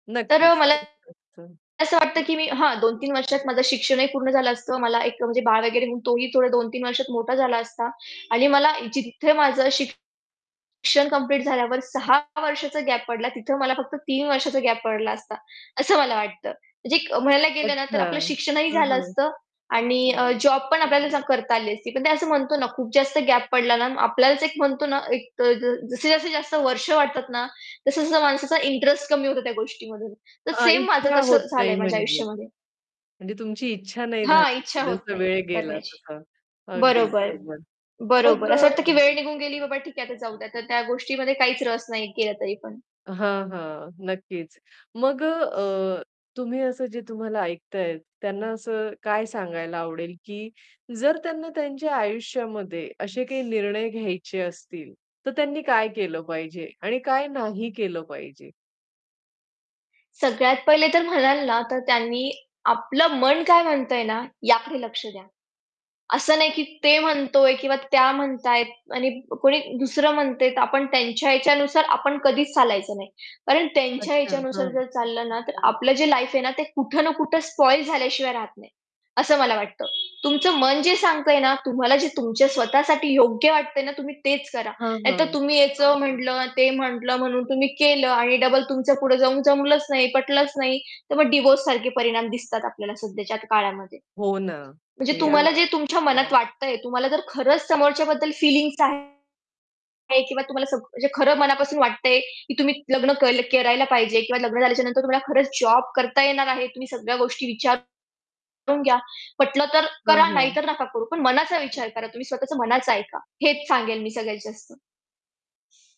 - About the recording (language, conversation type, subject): Marathi, podcast, तुमच्या आयुष्याला कलाटणी देणारा निर्णय कोणता होता?
- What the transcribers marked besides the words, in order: distorted speech; unintelligible speech; horn; other background noise; static; background speech; tapping; in English: "लाईफ"